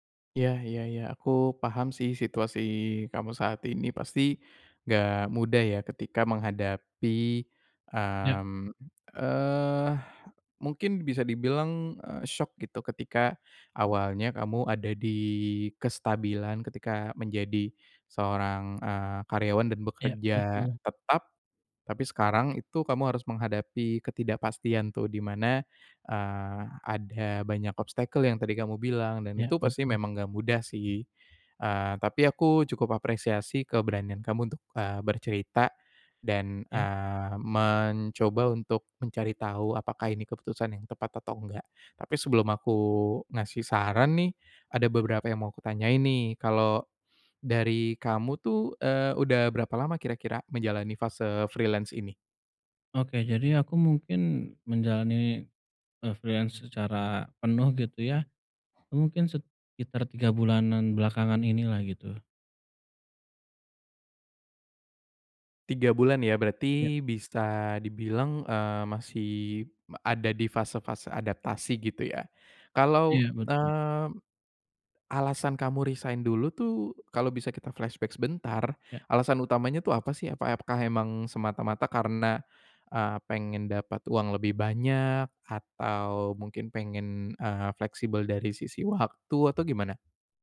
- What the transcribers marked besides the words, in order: other background noise; in English: "obstacle"; in English: "freelance"; in English: "freelance"; in English: "flashback"
- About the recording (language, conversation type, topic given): Indonesian, advice, Bagaimana cara mengatasi keraguan dan penyesalan setelah mengambil keputusan?